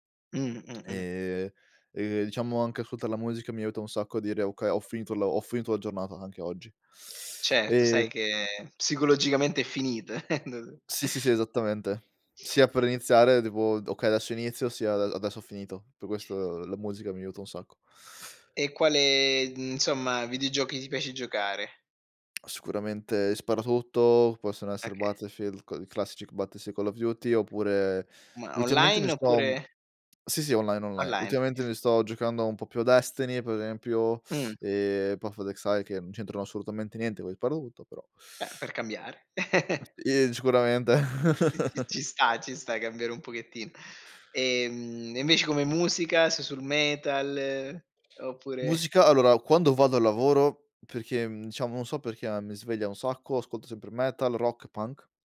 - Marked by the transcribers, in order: unintelligible speech; other background noise; tapping; unintelligible speech; giggle; chuckle
- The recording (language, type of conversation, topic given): Italian, podcast, Come gestisci le notifiche sullo smartphone durante la giornata?